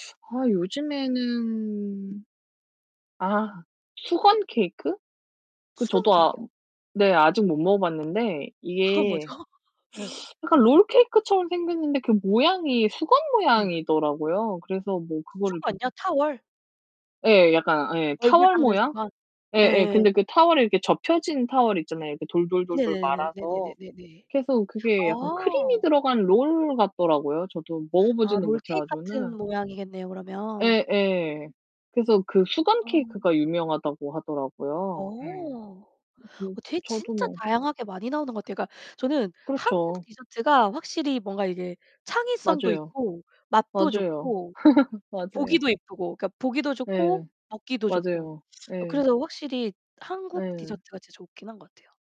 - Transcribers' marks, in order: other background noise; laughing while speaking: "뭐죠?"; distorted speech; laugh
- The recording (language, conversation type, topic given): Korean, unstructured, 가장 기억에 남는 디저트 경험은 무엇인가요?